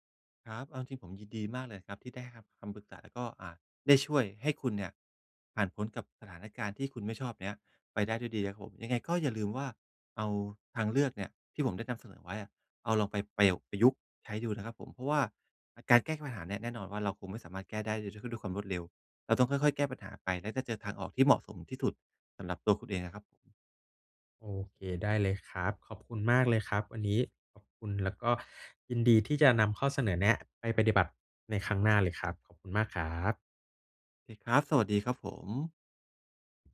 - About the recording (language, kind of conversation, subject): Thai, advice, ทำอย่างไรดีเมื่อฉันเครียดช่วงวันหยุดเพราะต้องไปงานเลี้ยงกับคนที่ไม่ชอบ?
- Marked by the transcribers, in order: "รับ" said as "ฮับ"